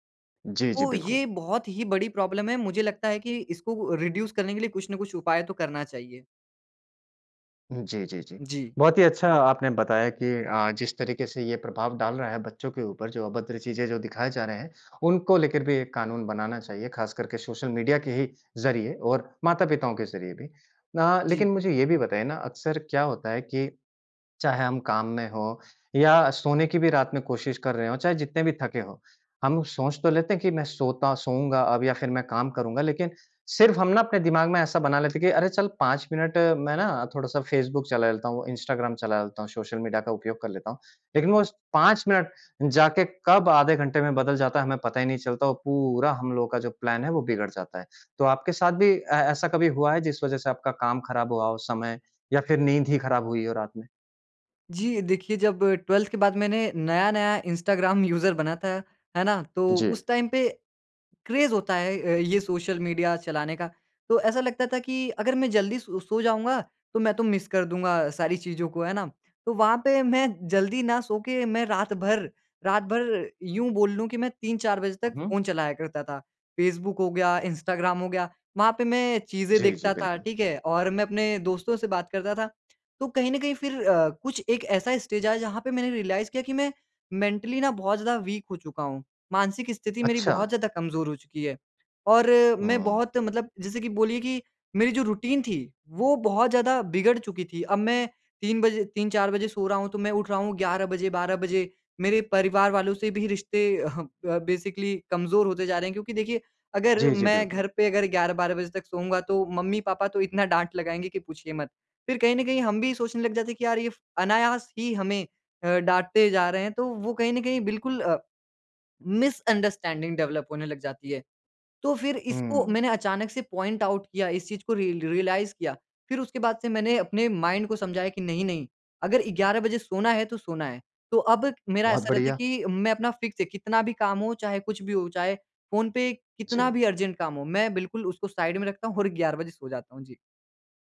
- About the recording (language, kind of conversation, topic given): Hindi, podcast, सोशल मीडिया ने आपकी रोज़मर्रा की आदतें कैसे बदलीं?
- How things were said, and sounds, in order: in English: "प्रॉब्लम"; in English: "रिड्यूस"; stressed: "पूरा"; in English: "प्लान"; in English: "ट्वेल्थ"; in English: "यूज़र"; in English: "टाइम"; in English: "क्रेज़"; in English: "मिस"; in English: "स्टेज"; in English: "रियलाइज़"; in English: "मेंटली"; in English: "वीक"; in English: "रूटीन"; in English: "ब बेसिकली"; in English: "मिसअंडरस्टैंडिंग डेवलप"; in English: "पॉइंट आउट"; in English: "रिय रियलाइज़"; in English: "माइंड"; in English: "फ़िक्स"; in English: "अर्जेंट"; in English: "साइड"; laughing while speaking: "हूँ"